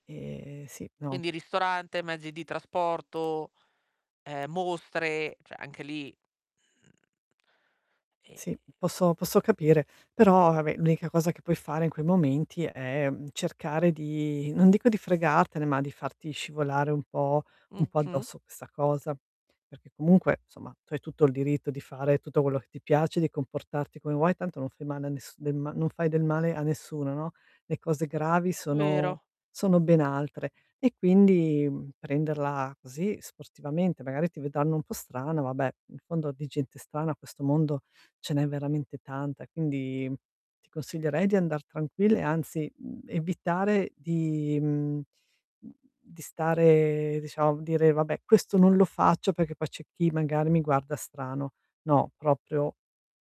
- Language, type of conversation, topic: Italian, advice, Come posso accettare le mie peculiarità senza sentirmi giudicato?
- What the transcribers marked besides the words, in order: static; "cioè" said as "ceh"; other noise; distorted speech; tapping; "insomma" said as "nsomma"; "vedranno" said as "vedanno"; drawn out: "stare"